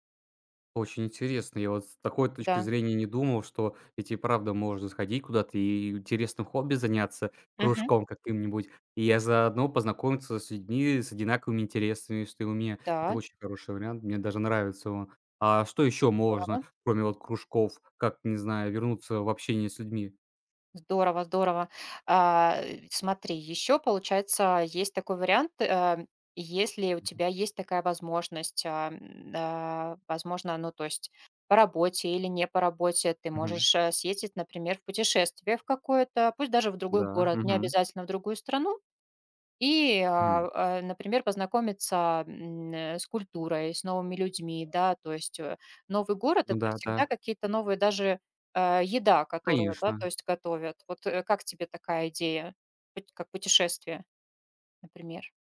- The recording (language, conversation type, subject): Russian, advice, Почему из‑за выгорания я изолируюсь и избегаю социальных контактов?
- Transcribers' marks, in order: none